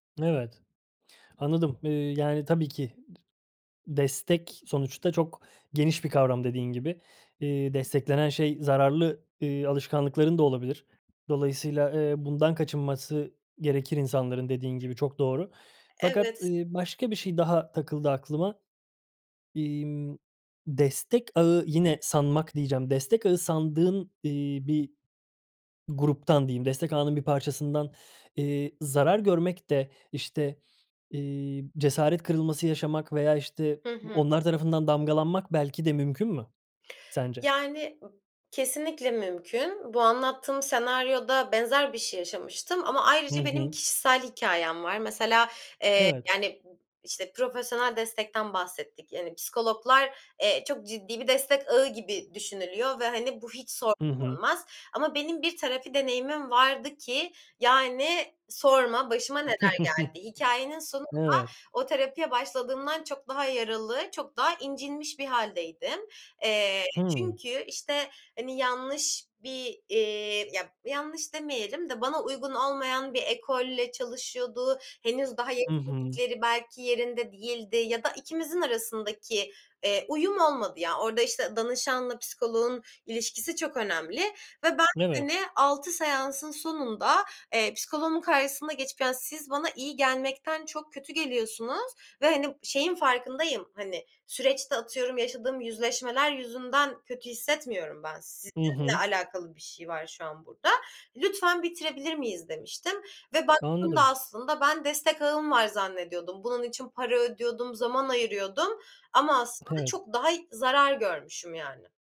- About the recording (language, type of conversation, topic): Turkish, podcast, Destek ağı kurmak iyileşmeyi nasıl hızlandırır ve nereden başlamalıyız?
- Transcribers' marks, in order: other background noise; unintelligible speech; tapping; chuckle